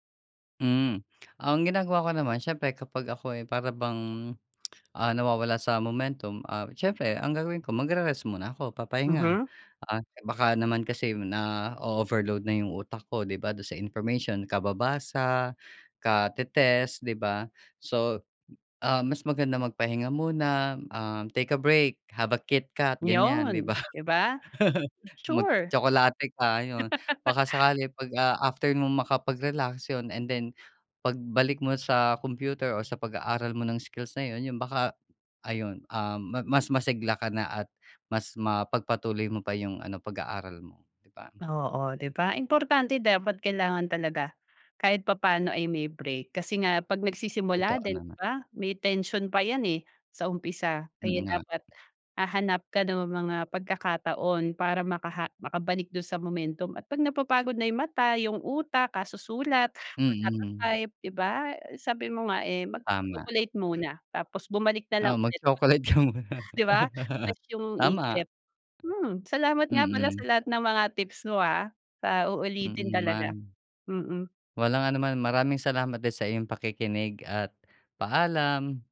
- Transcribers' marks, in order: in English: "momentum"; laugh; laugh; other background noise; in English: "momentum"; chuckle
- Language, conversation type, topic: Filipino, podcast, Ano ang pinaka-praktikal na tip para magsimula sa bagong kasanayan?